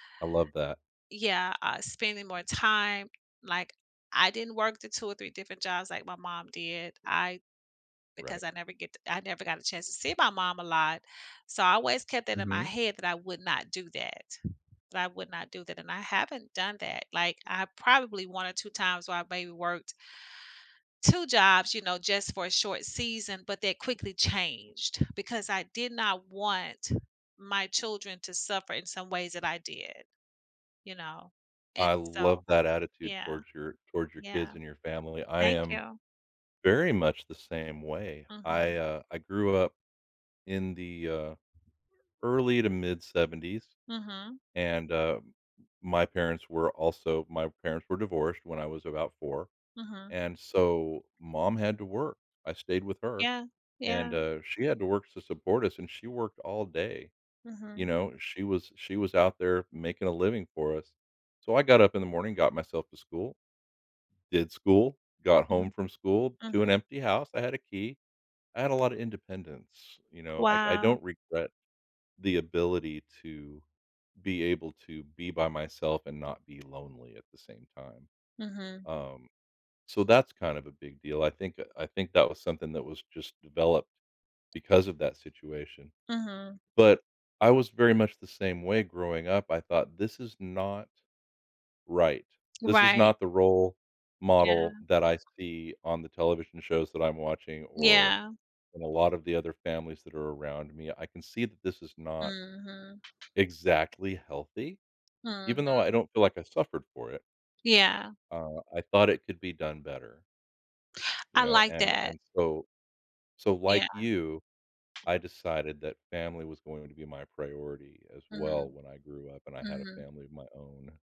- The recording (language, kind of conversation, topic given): English, unstructured, How has your view of family dynamics changed?
- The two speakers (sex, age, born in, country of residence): female, 55-59, United States, United States; male, 60-64, United States, United States
- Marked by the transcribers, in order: other background noise; tapping